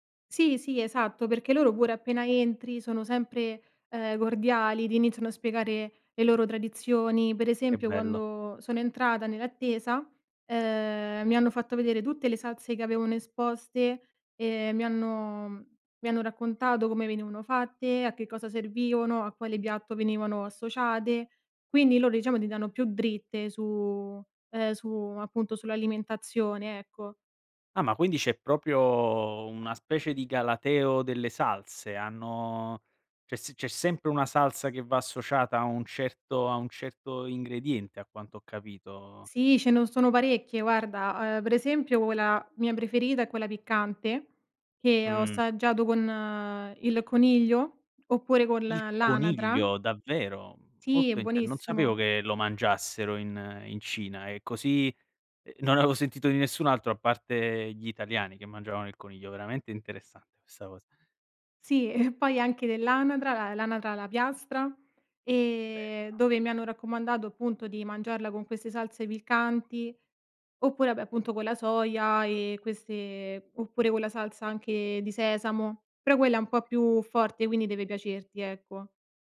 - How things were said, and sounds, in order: "proprio" said as "propio"; chuckle
- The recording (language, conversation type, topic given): Italian, podcast, Raccontami di una volta in cui il cibo ha unito persone diverse?